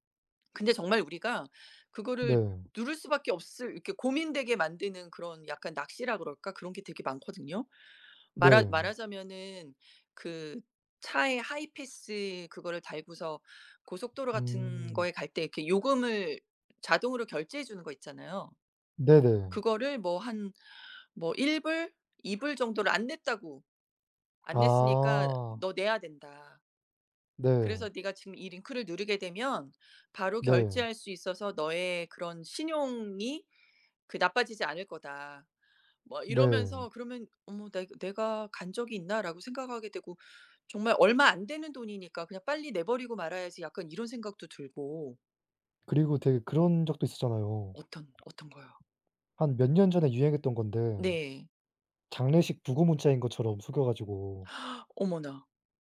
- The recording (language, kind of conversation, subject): Korean, unstructured, 기술 발전으로 개인정보가 위험해질까요?
- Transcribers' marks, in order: other background noise; tapping; gasp